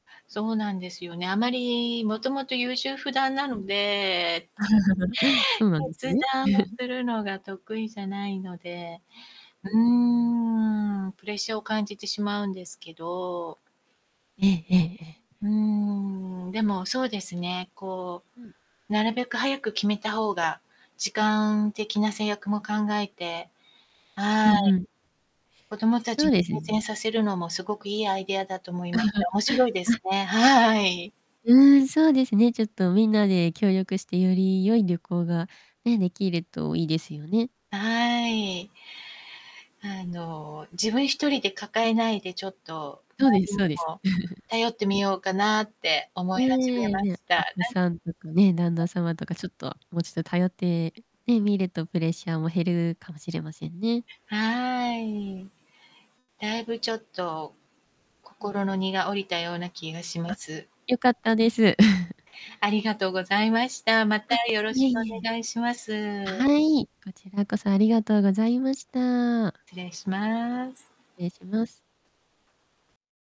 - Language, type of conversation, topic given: Japanese, advice, 大きな決断を前にして自分の本心がわからなくなっているのですが、どうすれば整理できますか？
- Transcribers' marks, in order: chuckle; distorted speech; chuckle; other background noise; chuckle; giggle; unintelligible speech; chuckle